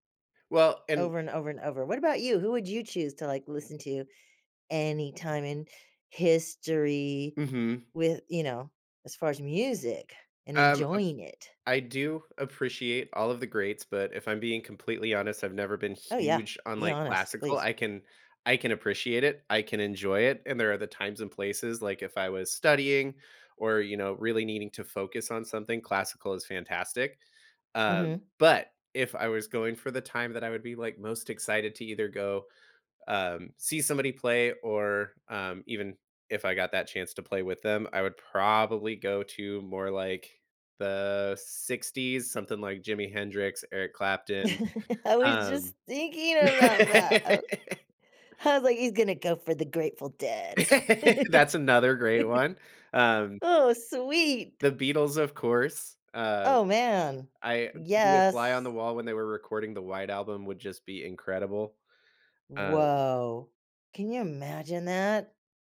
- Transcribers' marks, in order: chuckle; laugh; laugh; laugh
- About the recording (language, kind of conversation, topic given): English, unstructured, Do you enjoy listening to music more or playing an instrument?
- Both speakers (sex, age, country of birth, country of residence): female, 60-64, United States, United States; male, 35-39, United States, United States